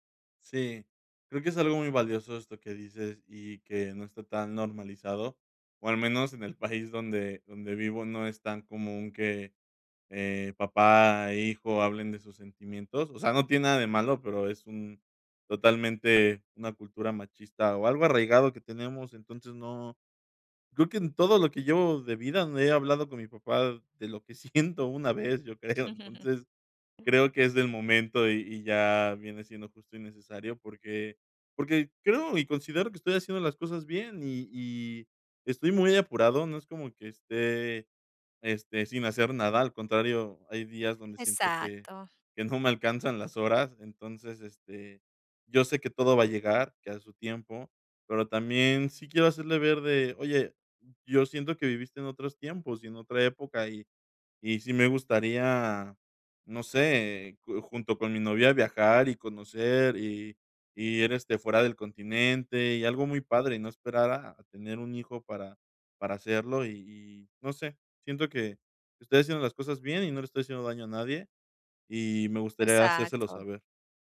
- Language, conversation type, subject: Spanish, advice, ¿Cómo puedo conciliar las expectativas de mi familia con mi expresión personal?
- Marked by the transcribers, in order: laughing while speaking: "siento"; chuckle; laughing while speaking: "creo"